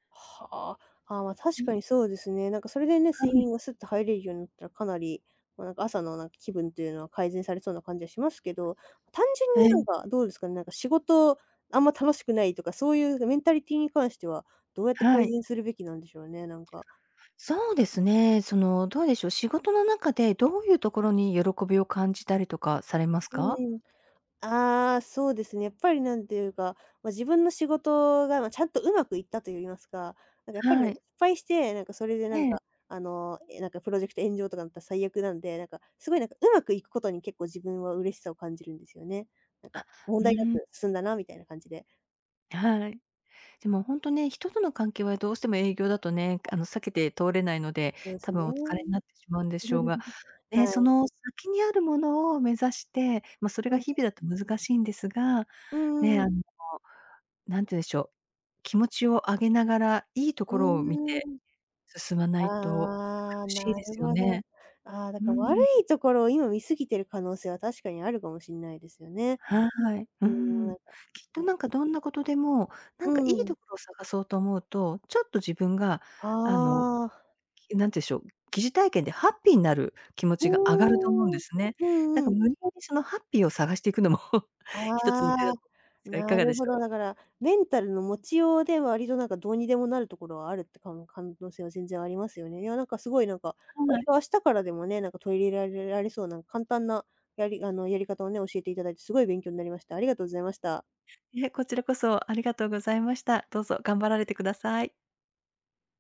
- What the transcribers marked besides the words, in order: other background noise; chuckle; other noise; laughing while speaking: "いくのも"; chuckle; tapping; "可能性" said as "かんのせい"
- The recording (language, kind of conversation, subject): Japanese, advice, 仕事に行きたくない日が続くのに、理由がわからないのはなぜでしょうか？